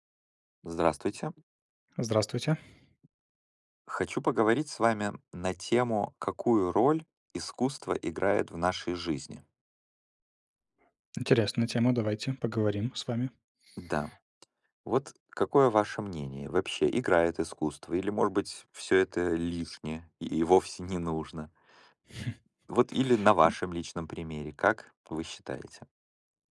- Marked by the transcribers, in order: tapping
- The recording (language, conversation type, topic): Russian, unstructured, Какую роль играет искусство в нашей жизни?